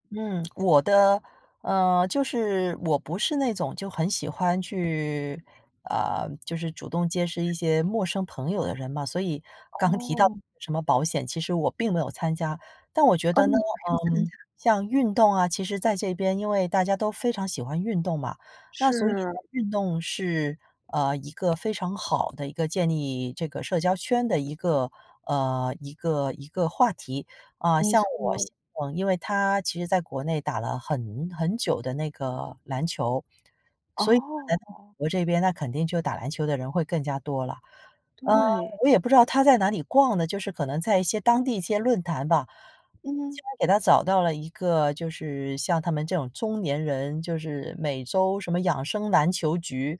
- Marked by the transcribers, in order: other background noise
- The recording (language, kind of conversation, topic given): Chinese, podcast, 怎样才能重新建立社交圈？